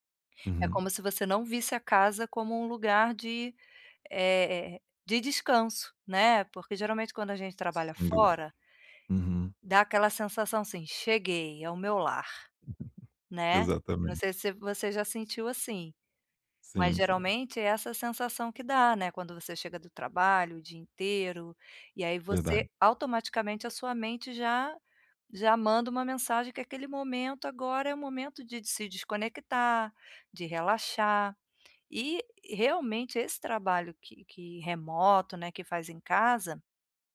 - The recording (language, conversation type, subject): Portuguese, advice, Como posso criar uma rotina calma para descansar em casa?
- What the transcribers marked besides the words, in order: laugh